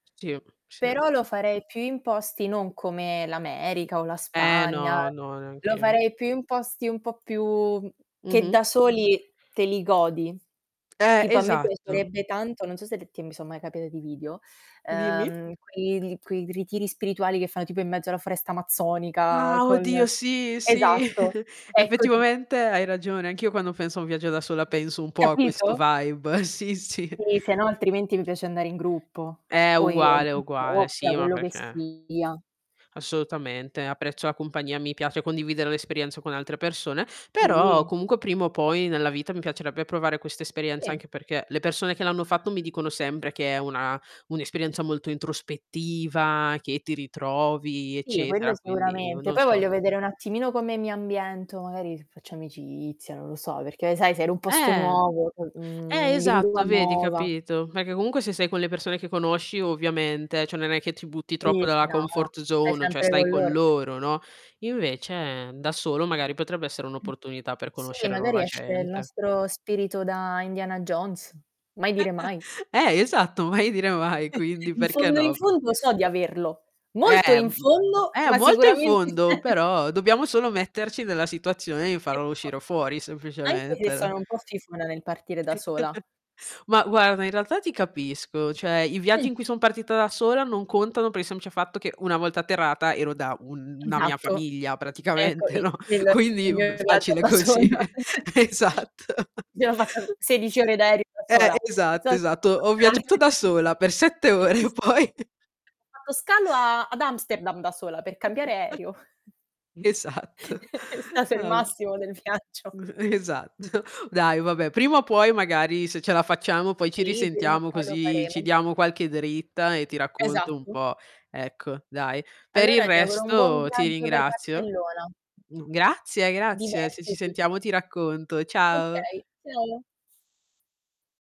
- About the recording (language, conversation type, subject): Italian, unstructured, Qual è il viaggio più bello che hai mai fatto?
- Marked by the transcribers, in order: distorted speech; static; other noise; tapping; other background noise; chuckle; in English: "vibe"; laughing while speaking: "Sì, sì"; unintelligible speech; in English: "comfort zone"; chuckle; chuckle; laughing while speaking: "c'è"; unintelligible speech; chuckle; drawn out: "una"; laughing while speaking: "praticamente, no, quindi b facile così. Esatto"; laughing while speaking: "sola"; chuckle; unintelligible speech; chuckle; laughing while speaking: "poi"; unintelligible speech; laughing while speaking: "Esatto"; chuckle; laughing while speaking: "Esatto"; chuckle; laughing while speaking: "È stato il massimo del viaggio"